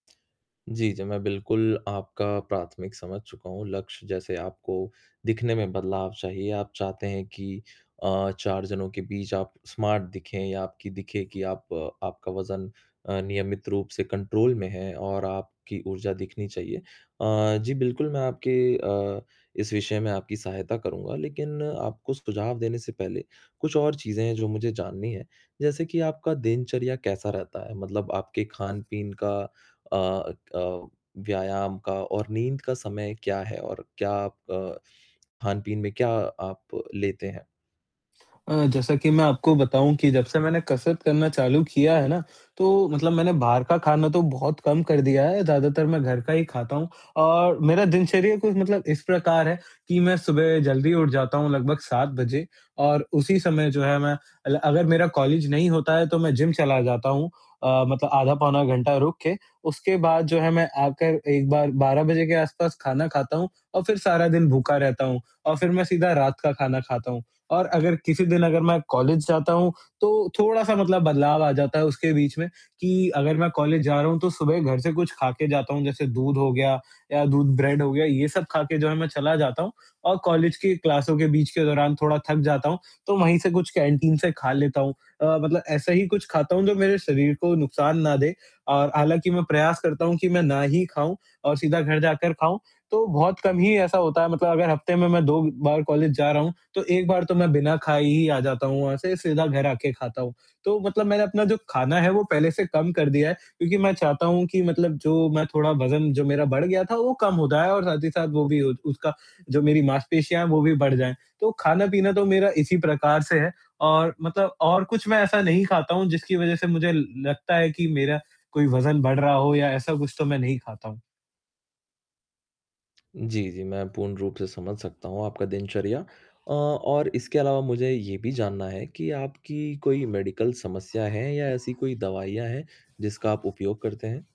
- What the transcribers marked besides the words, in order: static; in English: "स्मार्ट"; in English: "कंट्रोल"; tapping; other background noise; in English: "ब्रेड"; in English: "क्लासों"; in English: "मेडिकल"
- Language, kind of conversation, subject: Hindi, advice, मैं वजन घटाने और मांसपेशियाँ बढ़ाने के बीच उलझन क्यों महसूस कर रहा/रही हूँ?